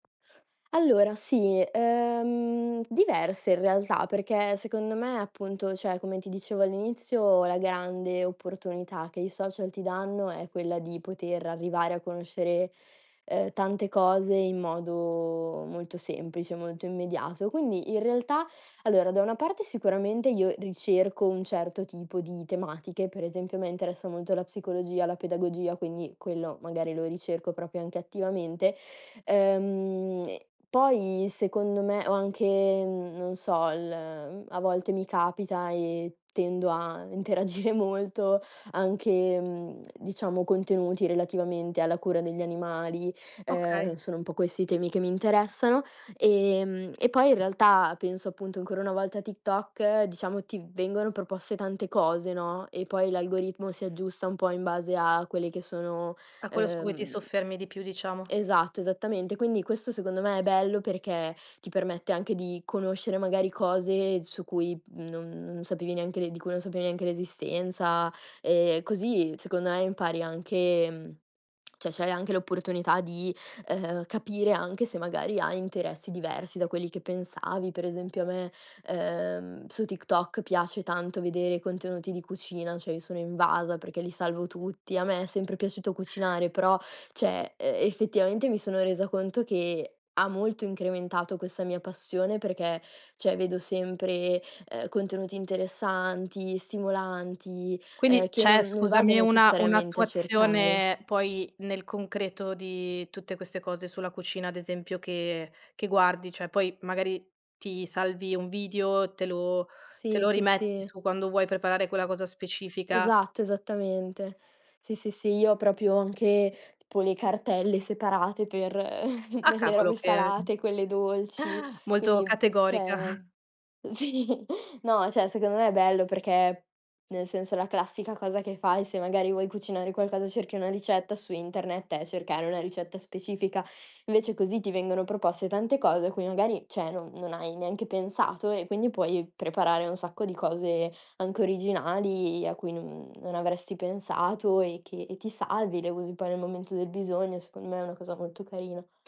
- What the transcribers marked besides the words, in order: "cioè" said as "ceh"; teeth sucking; "proprio" said as "propio"; laughing while speaking: "interagire"; lip smack; lip smack; "cioè" said as "ceh"; "cioè" said as "ceh"; "cioè" said as "ceh"; "proprio" said as "propio"; "tipo" said as "tpo"; chuckle; laughing while speaking: "le robe"; "cioè" said as "ceh"; chuckle; laughing while speaking: "sì"; "cioè" said as "ceh"; chuckle; "cioè" said as "ceh"
- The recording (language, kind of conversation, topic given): Italian, podcast, Quanto influenzano i social media la tua espressione personale?